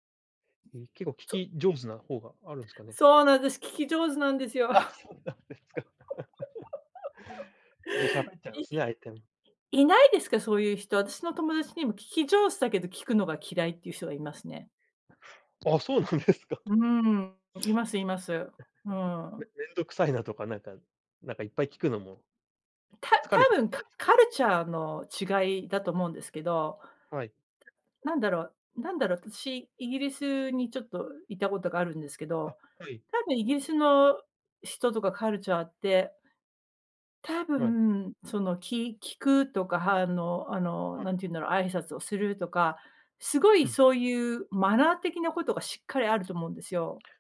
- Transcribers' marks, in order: other background noise; laughing while speaking: "あ、そうなんですか"; laugh; laughing while speaking: "あ、そうなんですか"; laugh; in English: "カルチャー"; in English: "カルチャー"
- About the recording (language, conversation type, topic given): Japanese, unstructured, 最近、自分が成長したと感じたことは何ですか？